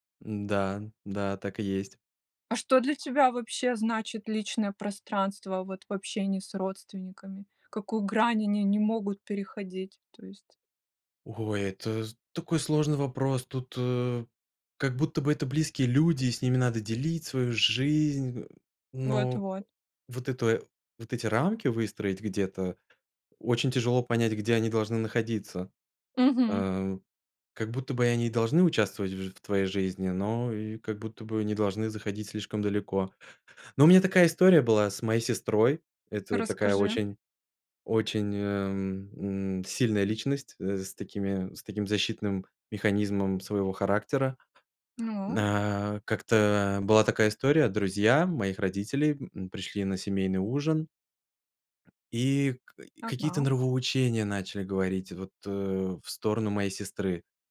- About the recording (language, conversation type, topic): Russian, podcast, Как на практике устанавливать границы с назойливыми родственниками?
- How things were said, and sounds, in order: tapping